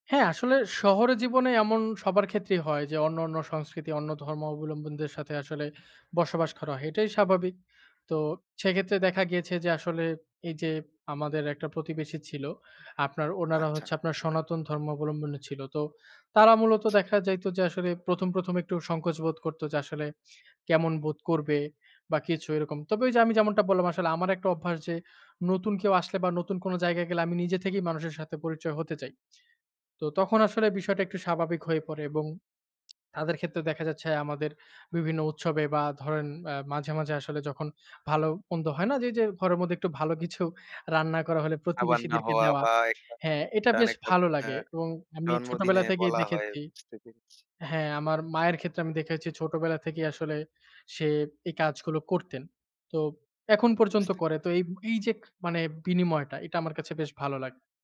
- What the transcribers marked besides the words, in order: "ধর্মাবলম্বীদের" said as "ধর্মাওবলম্বিনদের"; other background noise; tapping; "দেখেছি" said as "দেখেচ্চি"
- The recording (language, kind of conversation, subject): Bengali, podcast, একটা ভালো প্রতিবেশী হওয়া মানে তোমার কাছে কী?